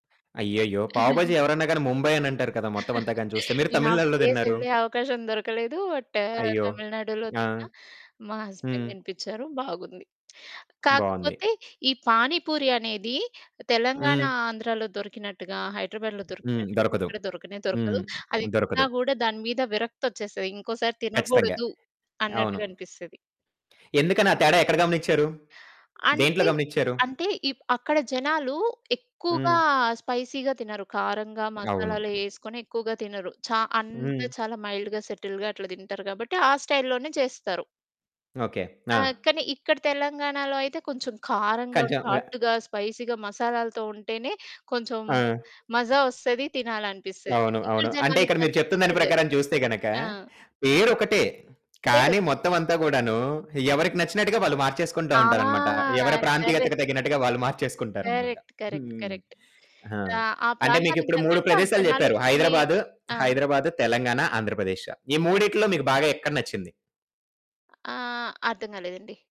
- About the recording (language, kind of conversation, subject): Telugu, podcast, వీధి ఆహారాల గురించి మీ అభిప్రాయం ఏమిటి?
- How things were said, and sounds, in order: chuckle; static; in English: "బట్"; in English: "హస్బెండ్"; other background noise; in English: "స్పైసీగా"; in English: "మైల్డ్‌గా, సెటిల్డ్‌గా"; in English: "స్టైల్‌లోనే"; in English: "స్పైసీగా"; drawn out: "ఆ!"; in English: "కరెక్ట్"; in English: "కరెక్ట్. కరెక్ట్. కరెక్ట్"